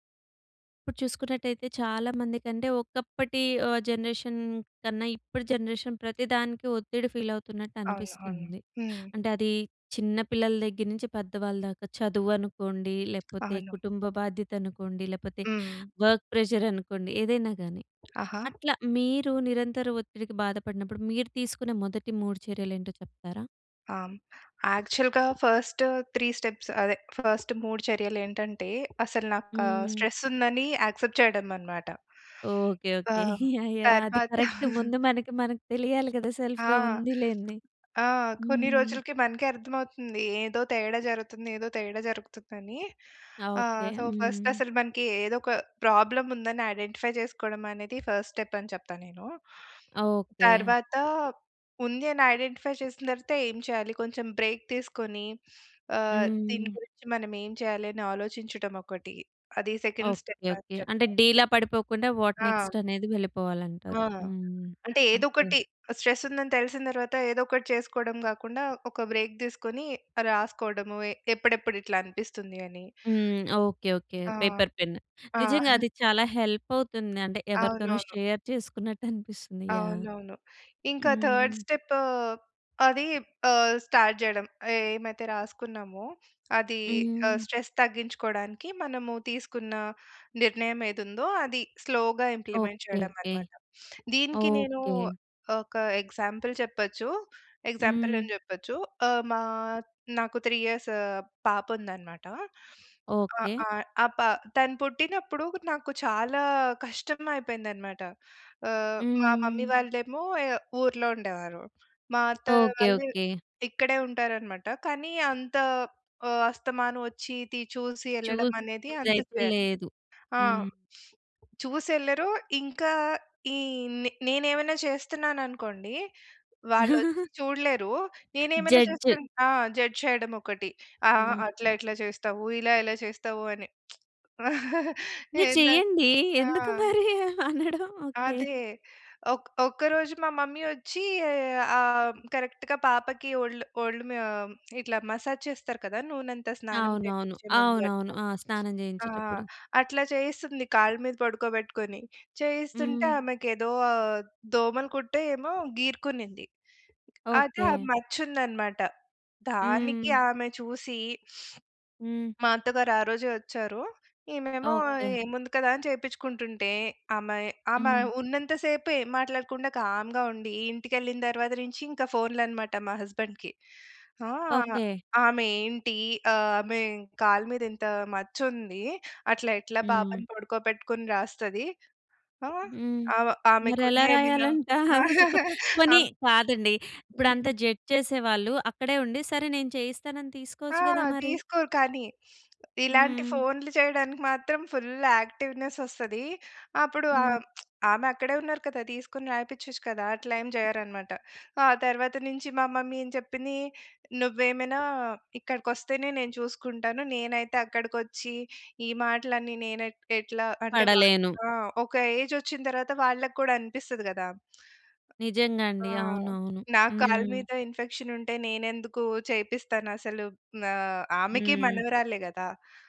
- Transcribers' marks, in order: other background noise; tapping; in English: "జనరేషన్"; in English: "జనరేషన్"; in English: "వర్క్"; in English: "యాక్చల్‌గా ఫస్ట్ త్రీ స్టెప్స్"; in English: "ఫస్ట్"; in English: "యాక్సెప్ట్"; chuckle; in English: "కరక్ట్"; chuckle; in English: "సెల్ఫ్‌గా"; in English: "సో, ఫస్ట్"; in English: "ఐడెంటిఫై"; in English: "ఐడెంటిఫై"; in English: "బ్రేక్"; in English: "సెకండ్"; in English: "వాట్ నెక్స్ట్"; in English: "బ్రేక్"; in English: "పేపర్, పెన్"; chuckle; in English: "షేర్"; in English: "స్టార్ట్"; in English: "స్ట్రెస్"; in English: "స్లో‌గా ఇంప్లిమెంట్"; sniff; in English: "ఎగ్జాంపుల్"; in English: "నాకు త్రీ ఇయర్స్"; sniff; chuckle; in English: "జడ్జ్"; in English: "జడ్జ్"; lip smack; chuckle; laughing while speaking: "ఎందుకు మరి అనడం"; in English: "మమ్మీ"; in English: "కరక్ట్‌గా"; in English: "మసాజ్"; sniff; in English: "కామ్‌గా"; in English: "హస్బెండ్‌కి"; chuckle; laugh; in English: "జడ్జ్"; lip smack; in English: "మమ్మీ"
- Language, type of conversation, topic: Telugu, podcast, నిరంతర ఒత్తిడికి బాధపడినప్పుడు మీరు తీసుకునే మొదటి మూడు చర్యలు ఏవి?